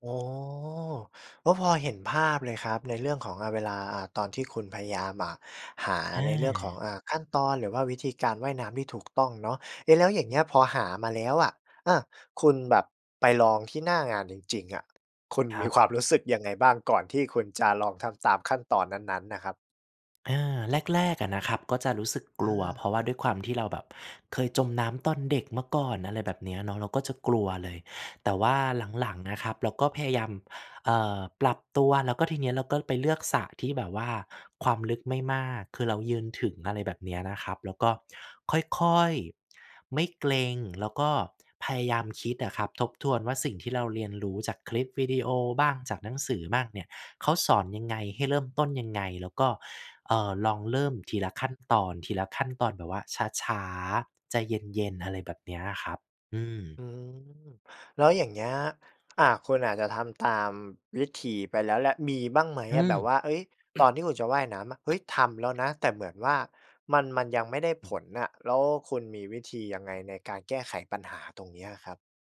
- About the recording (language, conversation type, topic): Thai, podcast, เริ่มเรียนรู้ทักษะใหม่ตอนเป็นผู้ใหญ่ คุณเริ่มต้นอย่างไร?
- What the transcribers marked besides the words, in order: laughing while speaking: "มีความ"; throat clearing; other background noise